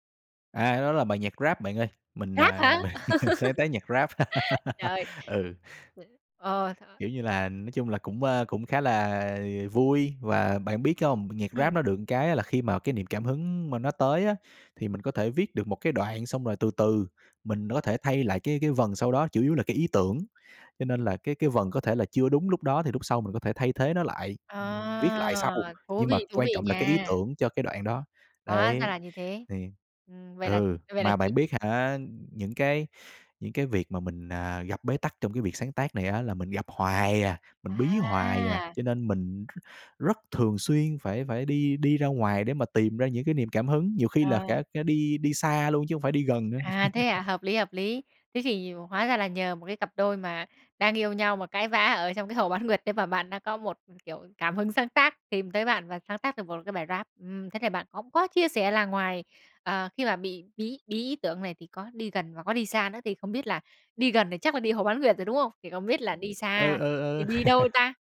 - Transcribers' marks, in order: laughing while speaking: "mình"; laugh; tapping; other noise; unintelligible speech; other background noise; drawn out: "Ờ"; unintelligible speech; laugh; laugh
- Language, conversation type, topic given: Vietnamese, podcast, Bạn có thói quen nào giúp bạn tìm được cảm hứng sáng tạo không?